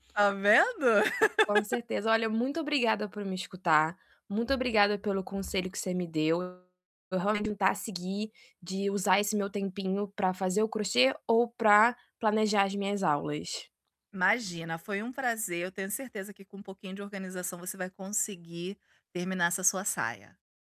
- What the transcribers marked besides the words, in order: laugh; distorted speech
- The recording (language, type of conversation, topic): Portuguese, advice, Como posso equilibrar meu trabalho com o tempo dedicado a hobbies criativos?